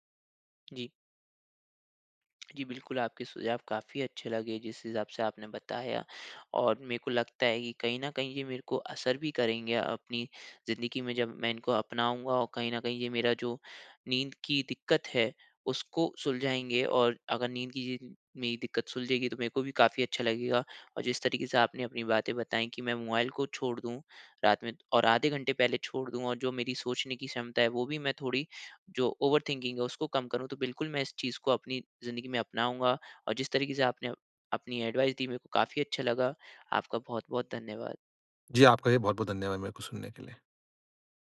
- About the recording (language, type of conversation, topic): Hindi, advice, मैं अपने अनियमित नींद चक्र को कैसे स्थिर करूँ?
- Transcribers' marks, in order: in English: "ओवर थिंकिंग"; in English: "एडवाइस"